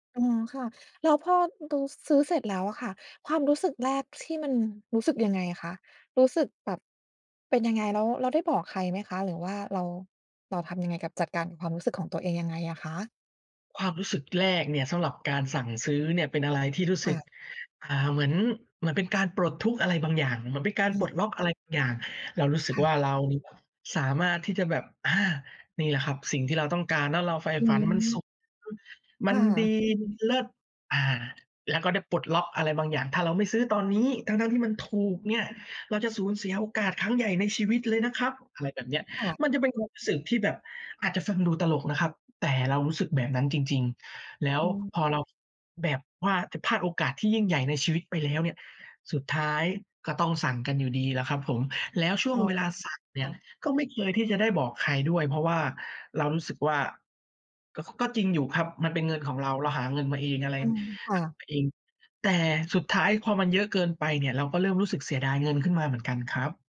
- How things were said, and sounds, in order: unintelligible speech
- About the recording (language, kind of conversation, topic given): Thai, advice, คุณมักซื้อของแบบฉับพลันแล้วเสียดายทีหลังบ่อยแค่ไหน และมักเป็นของประเภทไหน?